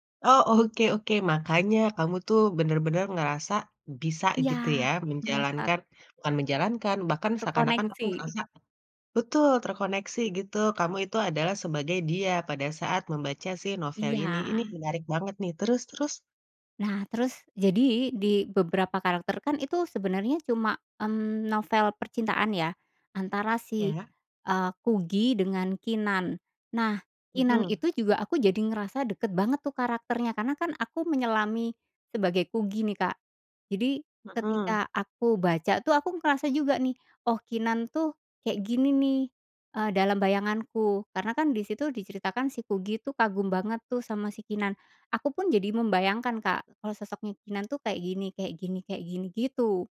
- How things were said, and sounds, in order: other background noise
- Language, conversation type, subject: Indonesian, podcast, Kenapa karakter fiksi bisa terasa seperti teman dekat bagi kita?